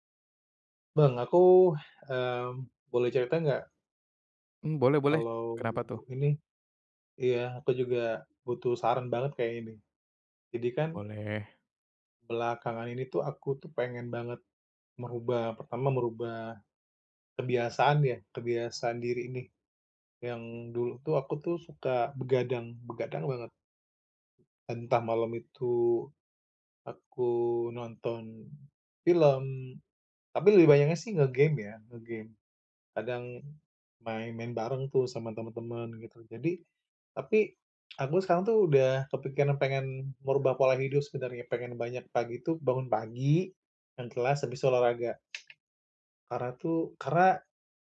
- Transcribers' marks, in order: tapping
- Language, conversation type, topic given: Indonesian, advice, Bagaimana cara membangun kebiasaan disiplin diri yang konsisten?